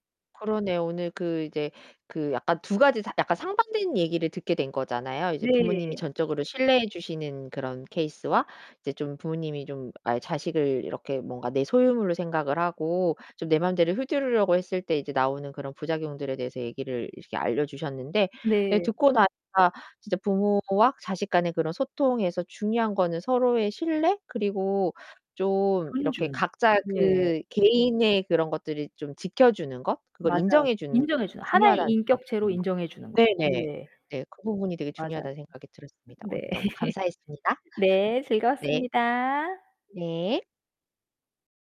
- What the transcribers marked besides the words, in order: distorted speech; other background noise; laughing while speaking: "네"; laugh; tapping
- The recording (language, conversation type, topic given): Korean, podcast, 부모님과의 소통에서 가장 중요한 것은 무엇일까요?